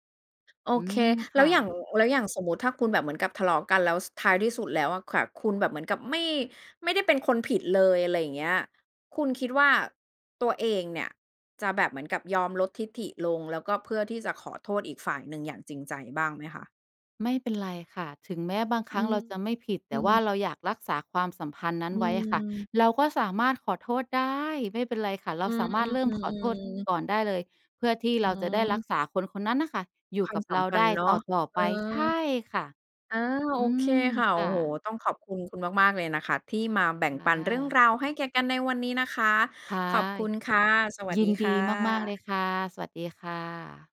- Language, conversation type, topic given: Thai, podcast, เวลาทะเลาะกัน คุณชอบหยุดพักก่อนคุยไหม?
- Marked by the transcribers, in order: tapping; other background noise; stressed: "ได้"; stressed: "ใช่"